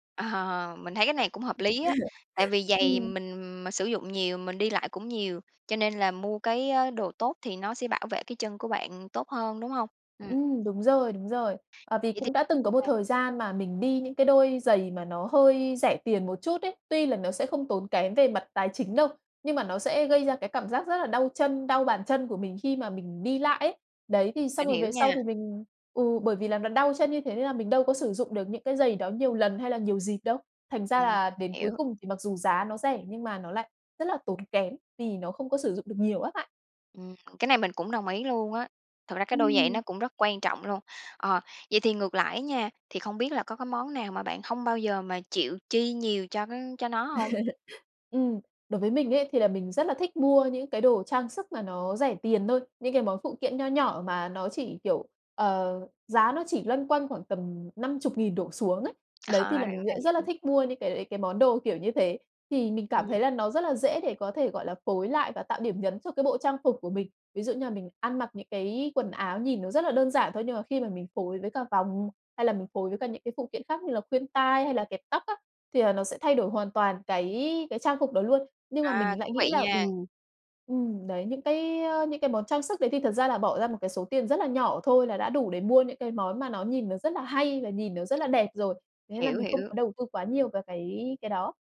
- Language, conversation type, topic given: Vietnamese, podcast, Bạn có bí quyết nào để mặc đẹp mà vẫn tiết kiệm trong điều kiện ngân sách hạn chế không?
- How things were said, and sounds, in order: chuckle; tapping; other background noise; background speech; laugh; laughing while speaking: "Ờ"